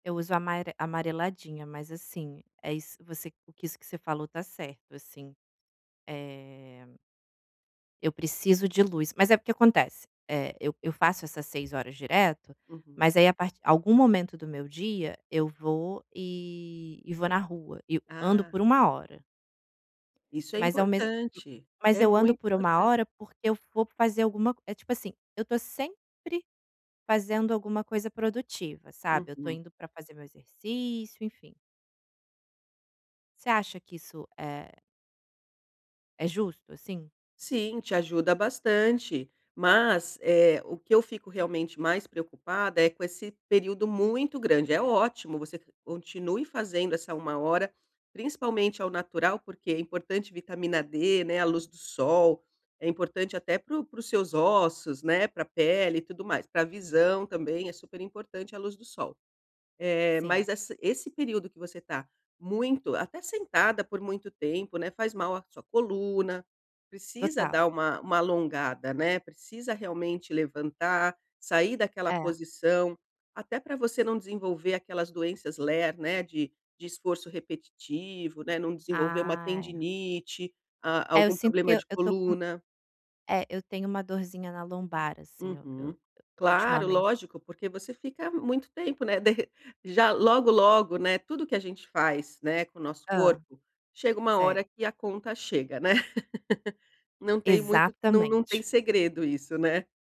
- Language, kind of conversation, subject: Portuguese, advice, Como posso equilibrar trabalho profundo com pausas regulares?
- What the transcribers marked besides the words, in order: tapping; other background noise; laugh